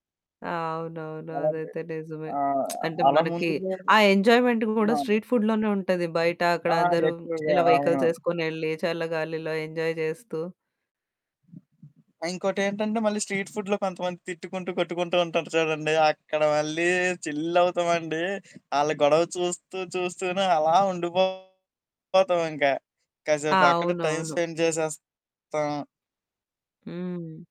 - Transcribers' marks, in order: static; lip smack; in English: "ఎంజాయ్‌మెంట్"; in English: "స్ట్రీట్ ఫుడ్‌లోనే"; in English: "ఎంజాయ్"; other background noise; in English: "స్ట్రీట్ ఫుడ్‌లో"; distorted speech; in English: "టైమ్ స్పెండ్"
- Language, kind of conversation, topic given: Telugu, podcast, స్థానిక వీధి ఆహార రుచులు మీకు ఎందుకు ప్రత్యేకంగా అనిపిస్తాయి?